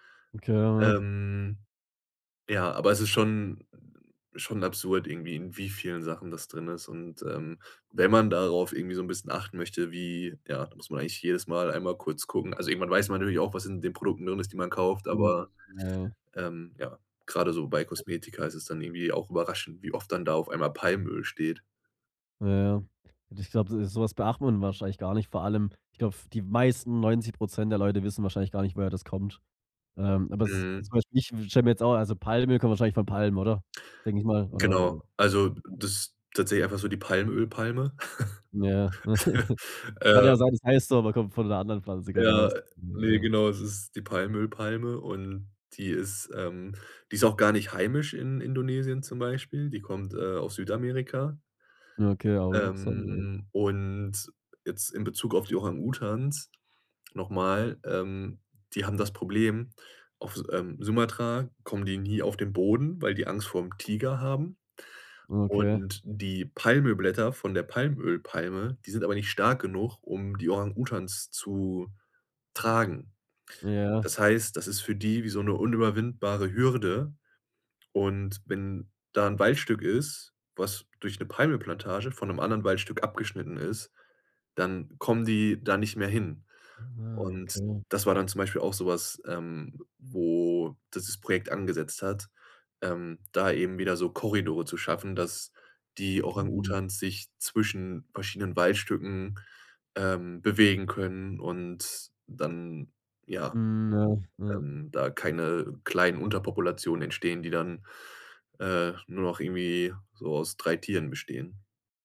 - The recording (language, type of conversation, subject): German, podcast, Was war deine denkwürdigste Begegnung auf Reisen?
- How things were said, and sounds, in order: other background noise; giggle; laugh; other noise